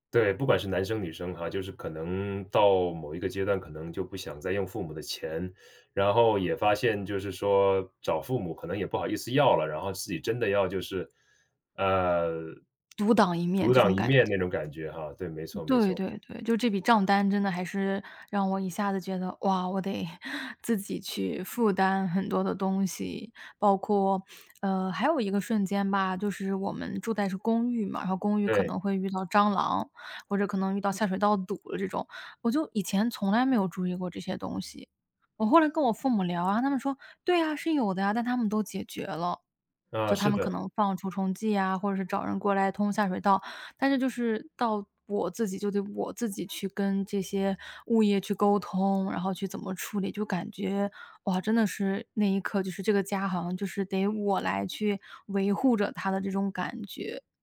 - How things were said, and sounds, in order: chuckle
- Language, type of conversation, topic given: Chinese, podcast, 有没有哪一刻让你觉得自己真的长大了？